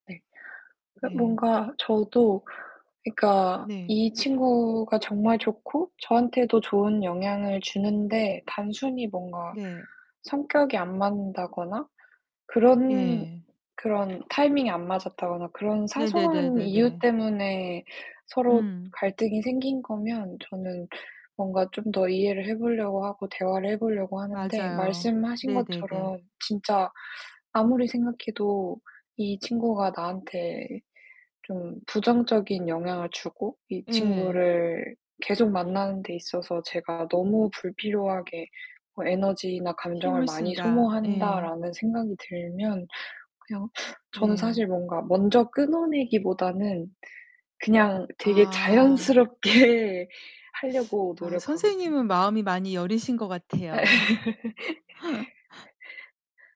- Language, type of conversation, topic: Korean, unstructured, 친구와 멀어졌을 때 어떤 기분이 드나요?
- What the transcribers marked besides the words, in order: other background noise; distorted speech; laughing while speaking: "자연스럽게"; laughing while speaking: "예"; laugh